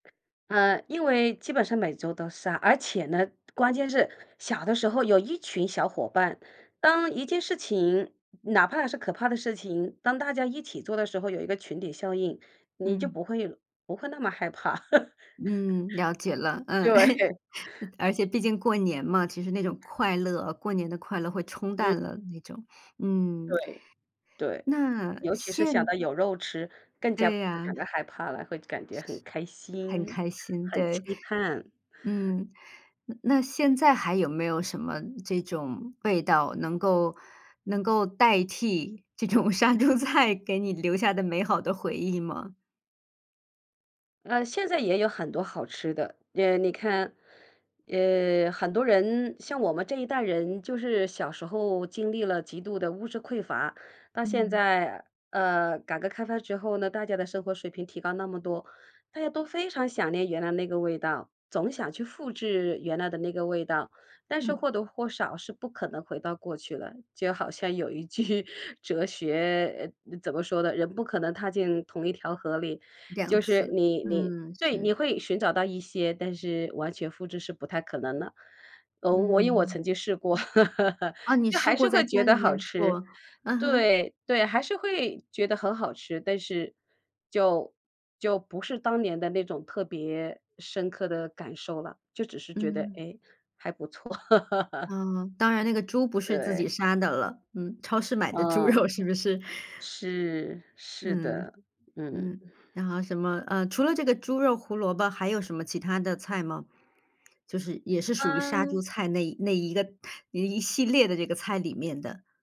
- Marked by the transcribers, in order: laugh; laughing while speaking: "对"; chuckle; other background noise; laughing while speaking: "杀猪菜"; laughing while speaking: "句"; laugh; laugh; laughing while speaking: "猪肉"
- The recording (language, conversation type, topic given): Chinese, podcast, 有没有一道让你特别怀念的童年味道？